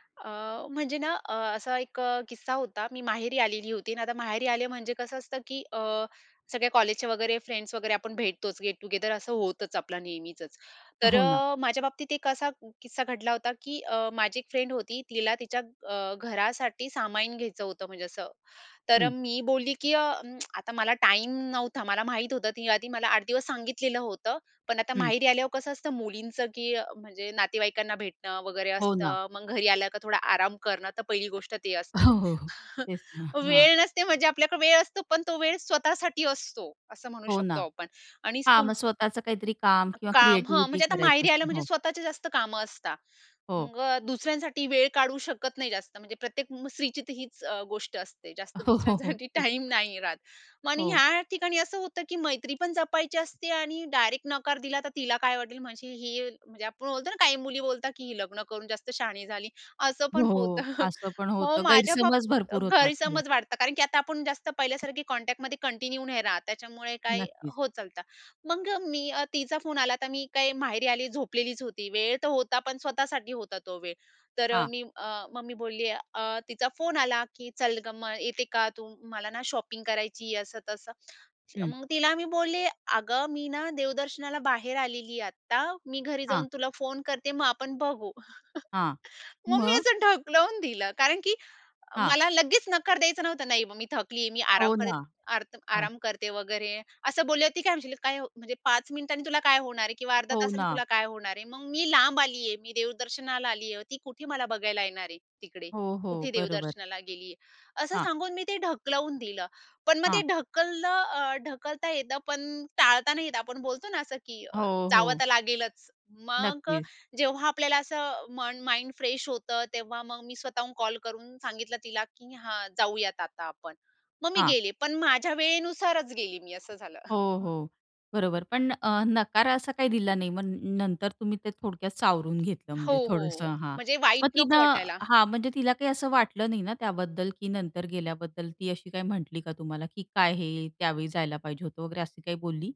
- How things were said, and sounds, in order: in English: "फ्रेंड्स"; in English: "गेट टुगेदर"; in English: "फ्रेंड"; "सामान" said as "सामाईन"; laughing while speaking: "हो, हो, हो"; chuckle; "स्त्रीची" said as "मूसरिची"; laughing while speaking: "हो, हो, हो"; tapping; laughing while speaking: "दुसऱ्यांसाठी"; chuckle; other background noise; in English: "कॉन्टॅक्टमध्ये कंटिन्यू"; in English: "शॉपिंग"; chuckle; in English: "माइंड"; chuckle
- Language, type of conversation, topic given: Marathi, podcast, वेळ नसेल तर तुम्ही नकार कसा देता?